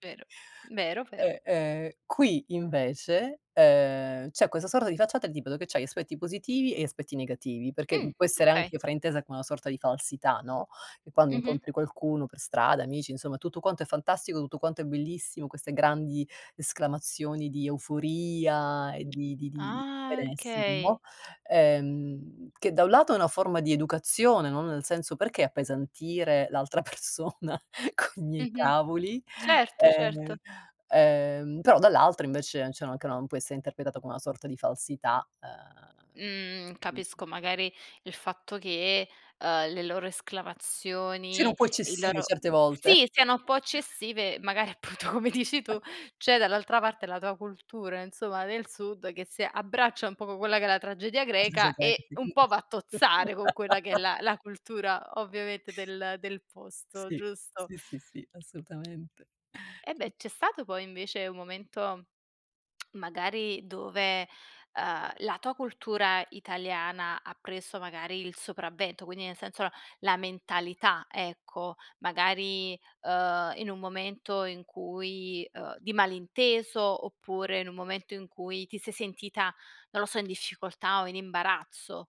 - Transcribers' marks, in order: laughing while speaking: "persona coi"; "cioè" said as "ceh"; "interpretata" said as "interpetata"; unintelligible speech; laughing while speaking: "appunto"; chuckle; unintelligible speech; laugh; tapping; "assolutamente" said as "assutamente"; lip smack
- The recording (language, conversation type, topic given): Italian, podcast, Hai mai vissuto un malinteso culturale divertente o imbarazzante?